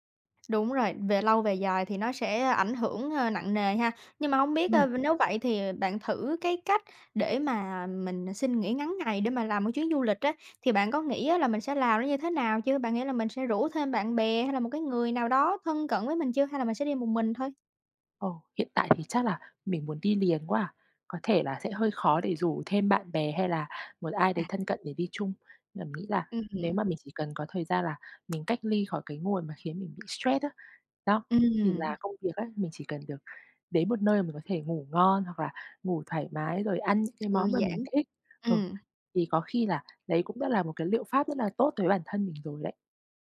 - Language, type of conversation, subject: Vietnamese, advice, Làm thế nào để vượt qua tình trạng kiệt sức và mất động lực sáng tạo sau thời gian làm việc dài?
- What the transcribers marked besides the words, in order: tapping; other background noise